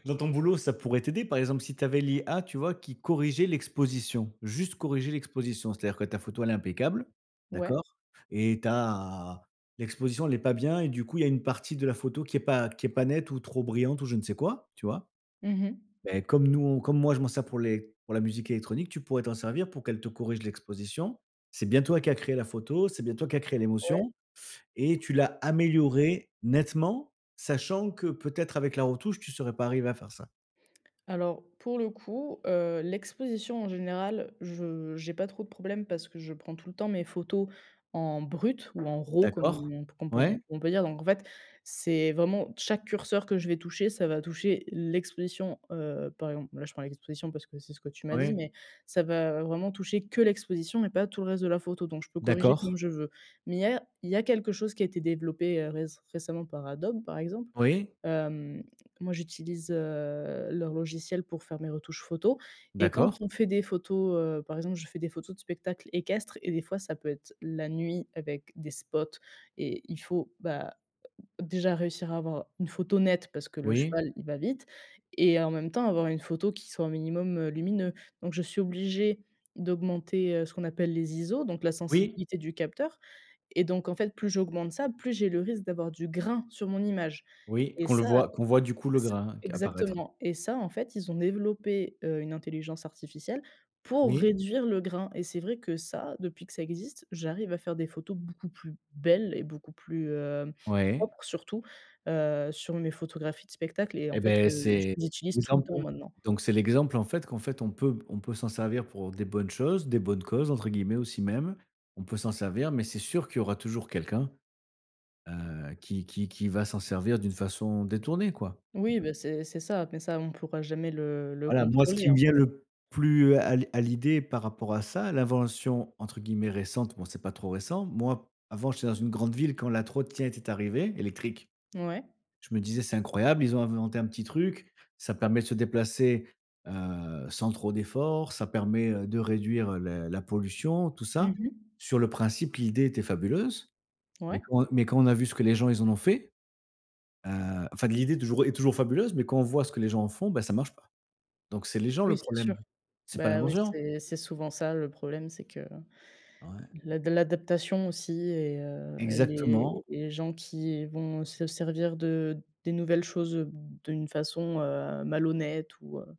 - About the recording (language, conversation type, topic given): French, unstructured, Quelle invention scientifique aurait changé ta vie ?
- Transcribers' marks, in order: tapping; in English: "raw"